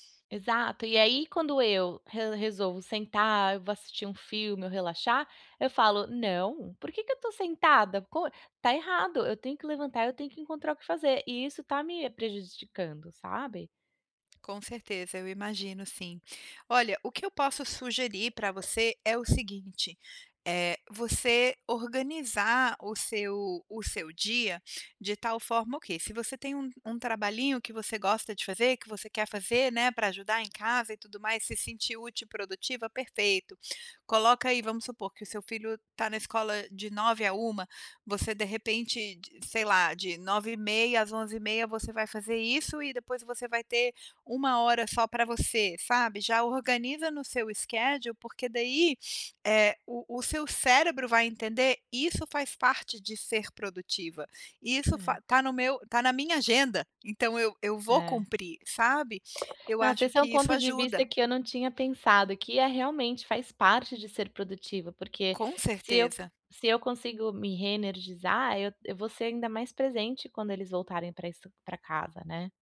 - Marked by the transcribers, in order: tapping; in English: "schedule"; other background noise
- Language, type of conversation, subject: Portuguese, advice, Por que me sinto culpado ao tirar um tempo para lazer?